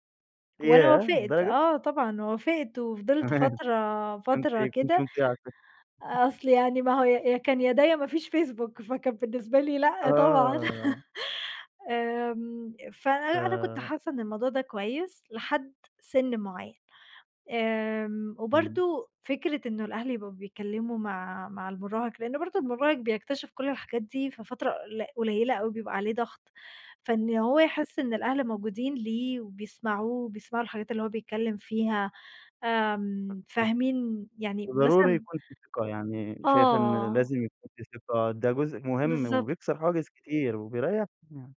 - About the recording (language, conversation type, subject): Arabic, podcast, إيه رأيك في السوشيال ميديا وتأثيرها علينا؟
- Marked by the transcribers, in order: laughing while speaking: "تمام"; other background noise; laugh; tapping; unintelligible speech